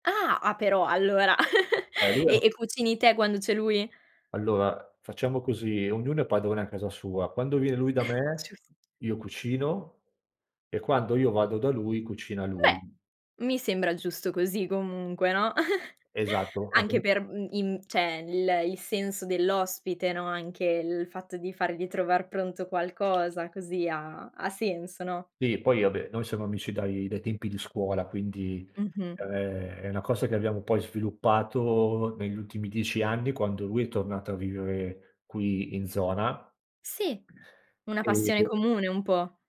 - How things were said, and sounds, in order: laugh; chuckle; other background noise; giggle; "cioè" said as "ceh"; tapping; "vabbè" said as "abbè"
- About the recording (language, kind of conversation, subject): Italian, podcast, Che cosa ti appassiona davvero della cucina: l’arte o la routine?